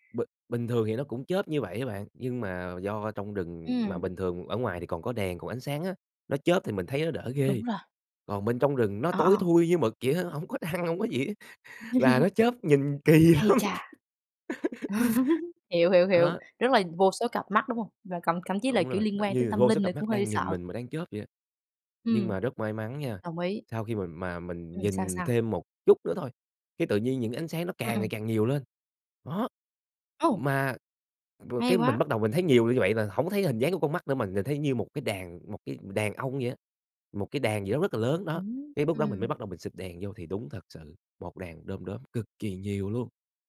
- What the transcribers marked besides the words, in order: laughing while speaking: "hổng có trăng hổng có gì á"; laugh; laughing while speaking: "kỳ lắm"; laugh; tapping; "lúc" said as "búc"
- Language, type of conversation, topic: Vietnamese, podcast, Bạn có câu chuyện nào về một đêm đầy đom đóm không?